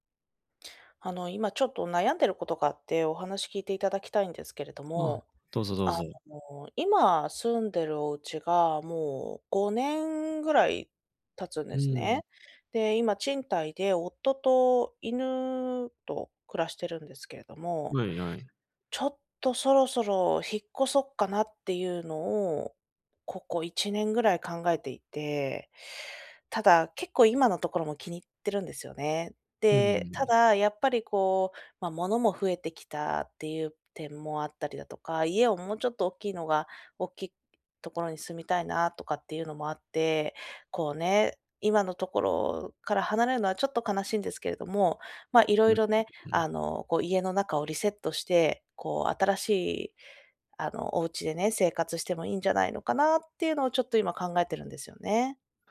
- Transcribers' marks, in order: other background noise
- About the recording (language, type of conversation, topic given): Japanese, advice, 引っ越して生活をリセットするべきか迷っていますが、どう考えればいいですか？